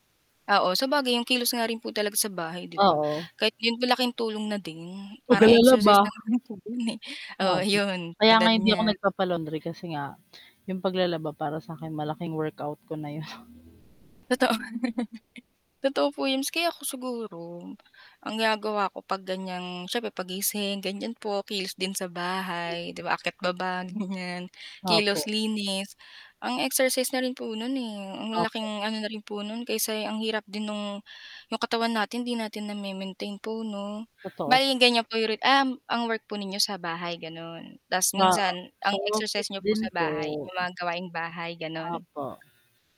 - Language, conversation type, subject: Filipino, unstructured, Ano ang mga pagbabagong napapansin mo kapag regular kang nag-eehersisyo?
- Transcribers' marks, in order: static; distorted speech; unintelligible speech; mechanical hum; laughing while speaking: "Totoo"; tapping